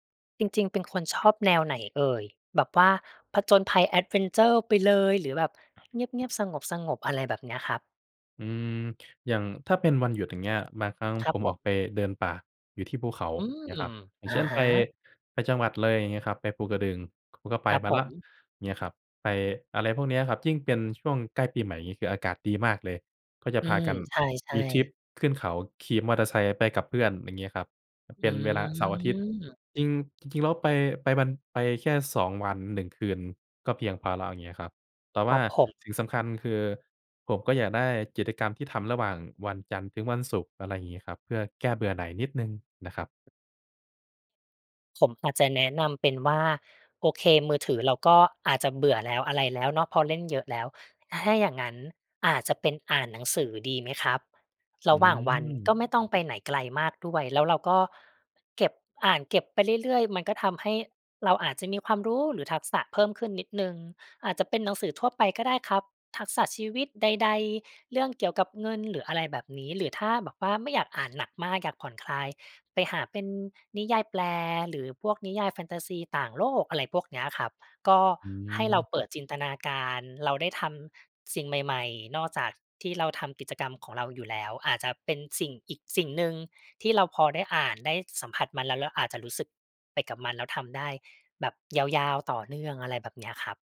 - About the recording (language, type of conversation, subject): Thai, advice, จะเริ่มจัดสรรเวลาเพื่อทำกิจกรรมที่ช่วยเติมพลังให้ตัวเองได้อย่างไร?
- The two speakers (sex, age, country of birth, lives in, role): male, 25-29, Thailand, Thailand, user; other, 35-39, Thailand, Thailand, advisor
- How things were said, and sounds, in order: tapping